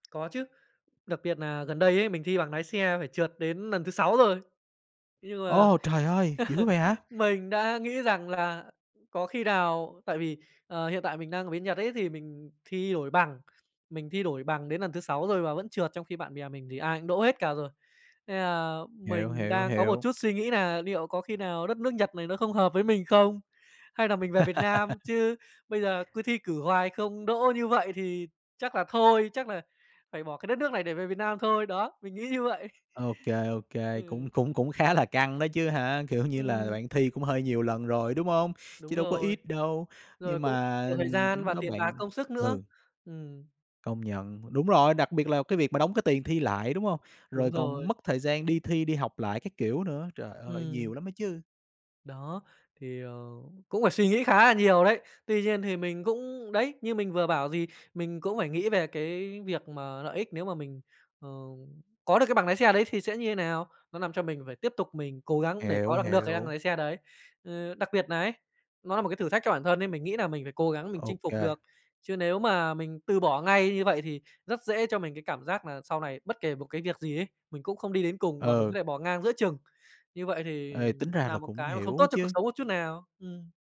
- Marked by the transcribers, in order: tapping; "lần" said as "nần"; laugh; laugh; laughing while speaking: "cũng khá"; laughing while speaking: "Kiểu"; background speech; "làm" said as "nàm"
- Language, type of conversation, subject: Vietnamese, podcast, Bạn giữ động lực như thế nào sau vài lần thất bại liên tiếp?